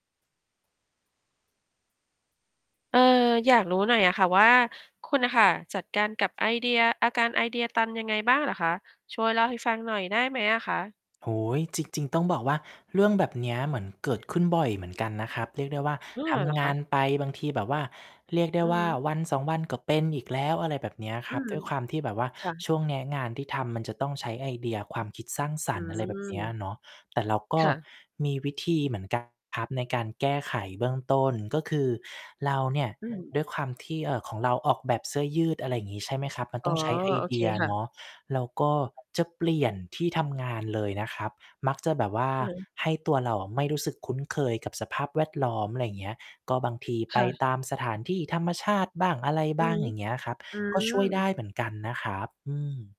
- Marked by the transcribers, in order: background speech; other background noise; tapping; distorted speech
- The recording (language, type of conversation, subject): Thai, podcast, คุณรับมือกับอาการไอเดียตันยังไง?